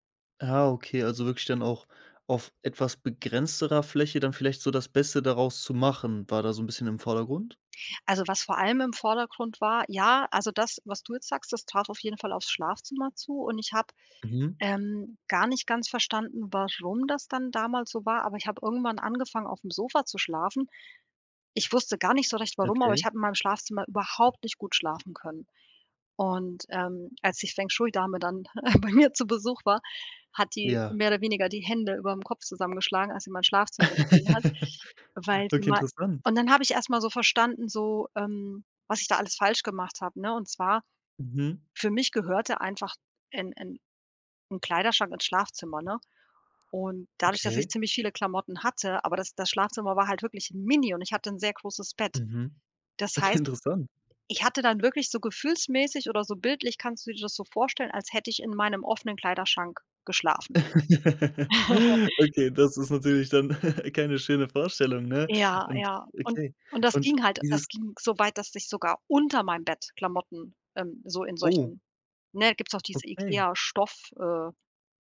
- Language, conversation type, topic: German, podcast, Was machst du, um dein Zuhause gemütlicher zu machen?
- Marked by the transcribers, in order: chuckle; laugh; laugh; joyful: "Okay, das ist natürlich dann keine schöne Vorstellung, ne?"; chuckle